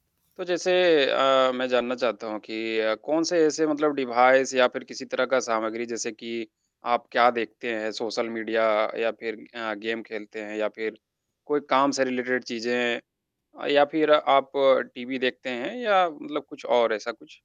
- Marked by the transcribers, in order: static; in English: "डिवाइस"; in English: "गेम"; in English: "रिलेटेड"
- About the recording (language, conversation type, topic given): Hindi, advice, सोने से पहले स्क्रीन देखने से आपकी नींद पर क्या असर पड़ता है?